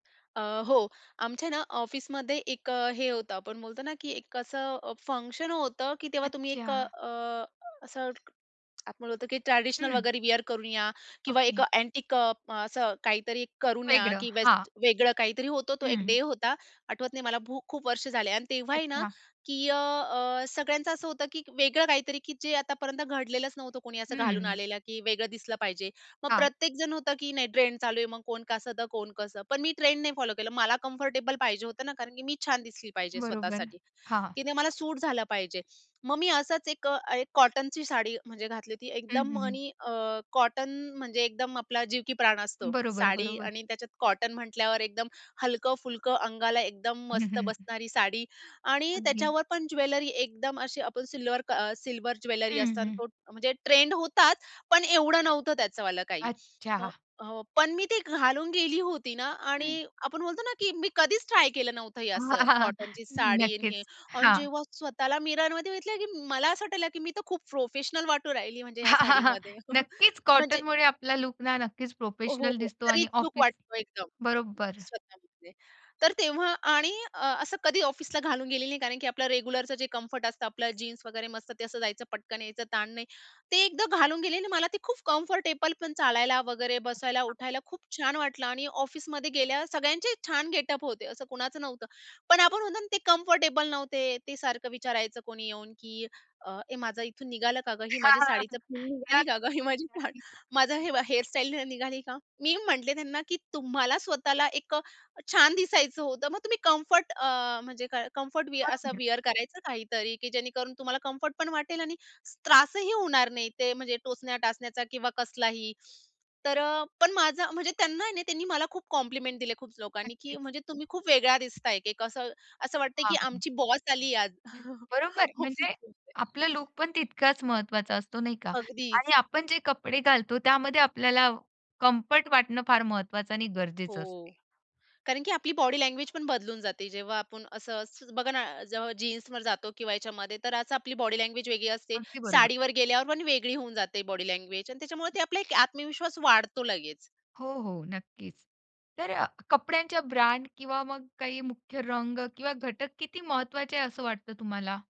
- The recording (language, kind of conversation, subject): Marathi, podcast, कपडे घातल्यावर तुमच्या आत्मविश्वासात कसा बदल होतो, असा एखादा अनुभव सांगू शकाल का?
- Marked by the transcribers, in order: tapping; in English: "फंक्शन"; other background noise; in English: "कम्फर्टेबल"; in English: "ज्वेलरी"; in English: "ज्वेलरी"; chuckle; laughing while speaking: "हां, हां"; other noise; in English: "मिररमध्ये"; laughing while speaking: "हां, हां, हां"; chuckle; in English: "कम्फर्टेबल"; in English: "गेटअप"; in English: "कम्फर्टेबल"; laughing while speaking: "ही माझी साडी"; unintelligible speech; in English: "कॉम्प्लिमेंट"; chuckle